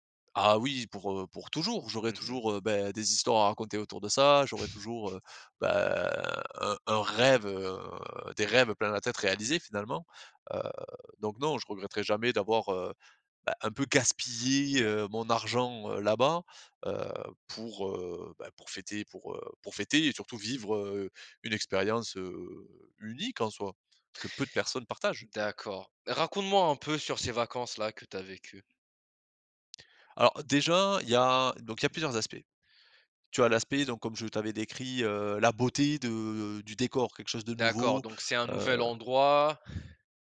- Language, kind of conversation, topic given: French, podcast, Quel souvenir d’enfance te revient tout le temps ?
- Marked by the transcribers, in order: chuckle; drawn out: "beh"